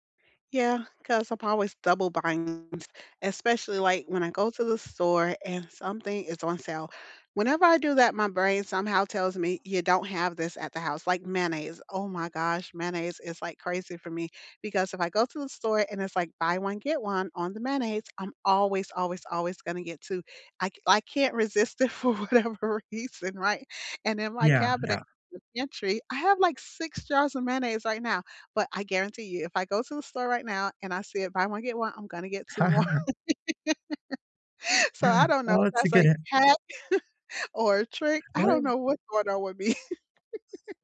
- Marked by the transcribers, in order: laughing while speaking: "whatever reason"; laugh; gasp; laughing while speaking: "two more"; laugh; laughing while speaking: "me"
- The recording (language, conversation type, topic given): English, unstructured, How can you turn pantry know-how and quick cooking hacks into weeknight meals that help you feel more connected?